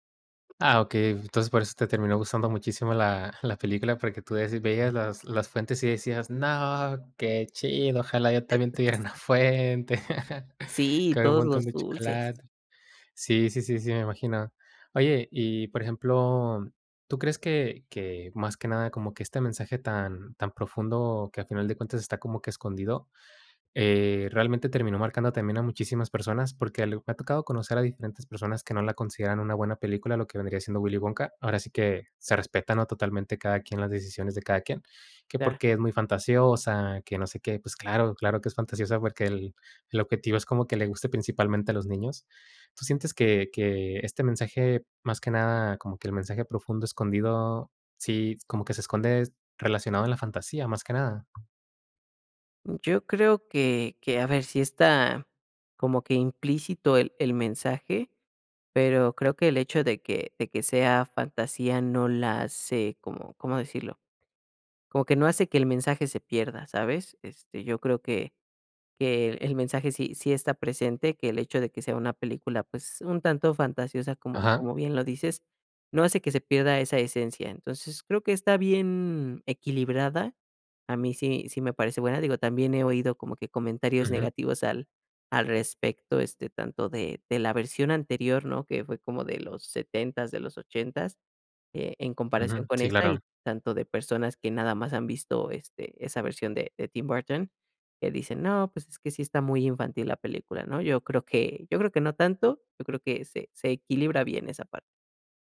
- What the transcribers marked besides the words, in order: other background noise; unintelligible speech; laugh
- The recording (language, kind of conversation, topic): Spanish, podcast, ¿Qué película te marcó de joven y por qué?